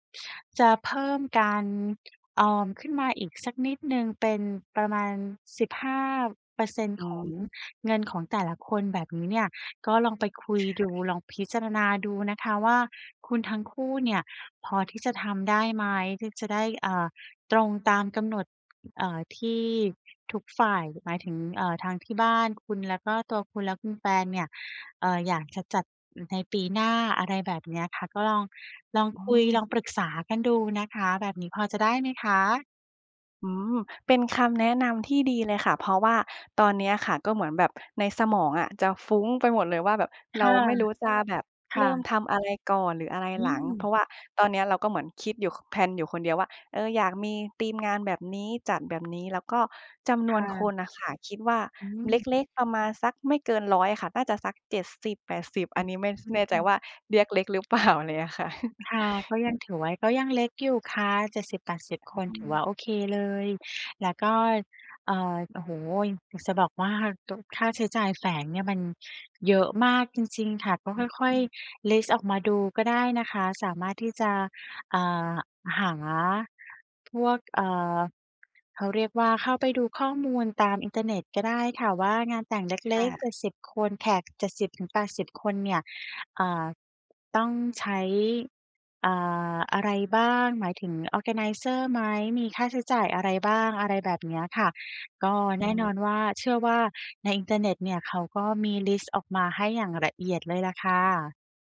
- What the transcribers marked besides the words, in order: other background noise; chuckle
- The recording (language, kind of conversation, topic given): Thai, advice, ฉันควรเริ่มคุยกับคู่ของฉันอย่างไรเมื่อกังวลว่าความคาดหวังเรื่องอนาคตของเราอาจไม่ตรงกัน?